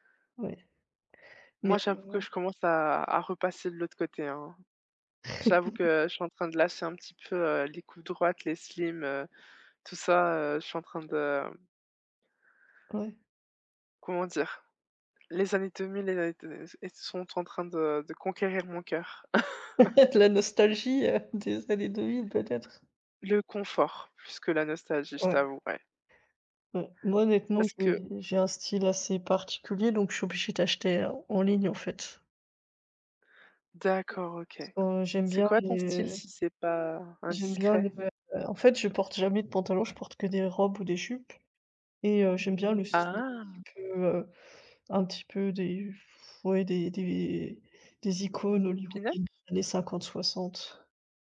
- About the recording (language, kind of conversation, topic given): French, unstructured, Quelle est votre relation avec les achats en ligne et quel est leur impact sur vos habitudes ?
- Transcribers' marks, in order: unintelligible speech; chuckle; chuckle; tapping; drawn out: "Ah !"